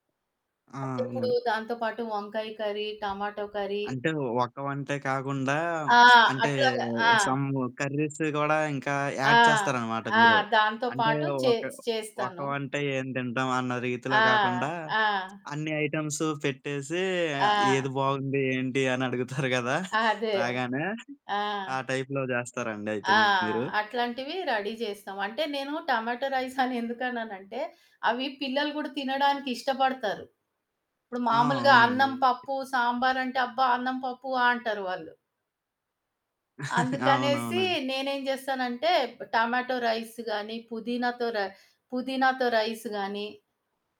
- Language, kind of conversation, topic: Telugu, podcast, అలసిన మనసుకు హత్తుకునేలా మీరు ఏ వంటకం చేస్తారు?
- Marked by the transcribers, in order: in English: "కర్రీ, టమాటో కర్రీ"; lip smack; in English: "సమ్ కర్రీస్"; in English: "యాడ్"; other background noise; lip smack; in English: "ఐటెమ్స్"; giggle; in English: "టైప్‌లో"; distorted speech; in English: "రెడీ"; in English: "టమాటో రైస్"; giggle; tapping; chuckle; in English: "టమాటో రైస్"; in English: "రైస్"